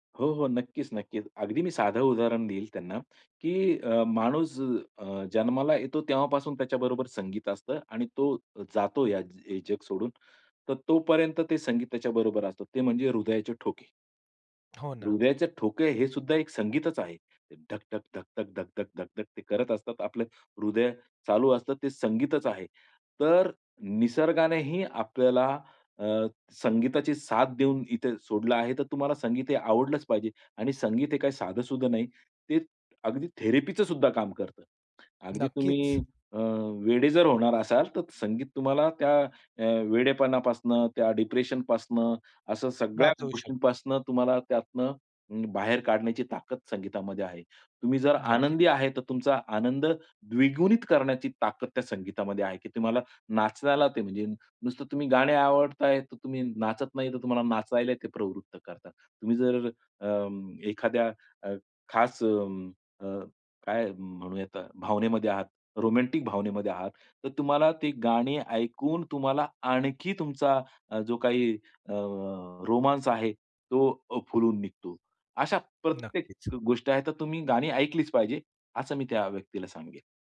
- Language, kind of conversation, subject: Marathi, podcast, कठीण दिवसात कोणती गाणी तुमची साथ देतात?
- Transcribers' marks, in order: other background noise; in English: "डिप्रेशन"; other noise; in English: "रोमॅन्टिक"; in English: "रोमान्स"